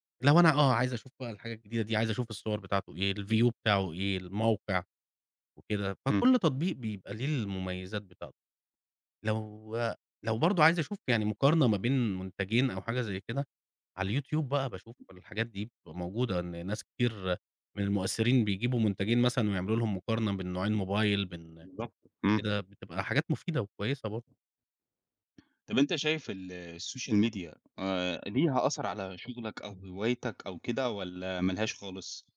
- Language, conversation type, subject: Arabic, podcast, إزاي السوشيال ميديا غيّرت طريقتك في اكتشاف حاجات جديدة؟
- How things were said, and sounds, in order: in English: "الview"; tapping; other background noise; in English: "الsocial media"